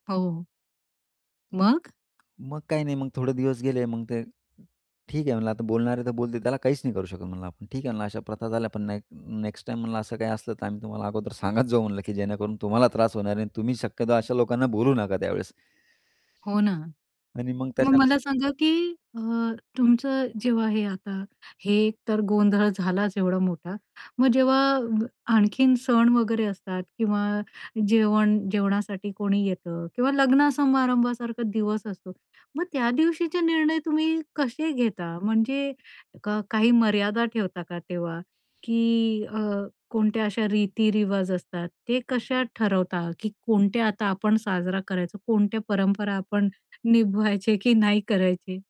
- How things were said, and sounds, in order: static; tapping; other background noise; in English: "नेक्स्ट टाईम"; laughing while speaking: "सांगत जाऊ"; "बोलवू" said as "बोलू"; distorted speech; "निभवायचे" said as "निभायचे"
- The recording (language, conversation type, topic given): Marathi, podcast, एकाच कुटुंबात वेगवेगळ्या परंपरा सांभाळताना कसं वाटतं?